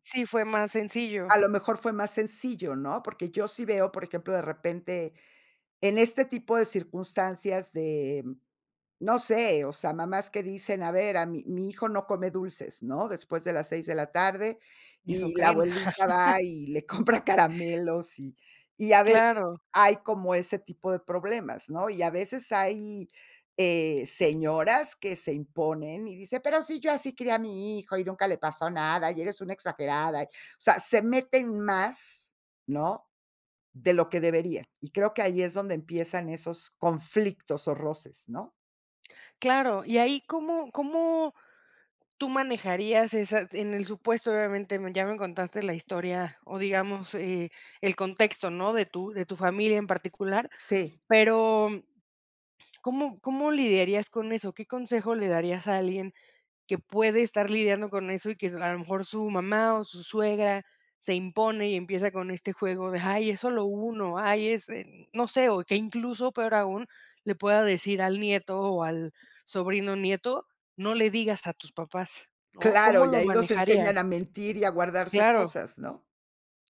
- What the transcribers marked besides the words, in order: chuckle; disgusted: "Pero si yo así crié … eres una exagerada"; tapping
- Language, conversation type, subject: Spanish, podcast, ¿Cómo decides qué tradiciones seguir o dejar atrás?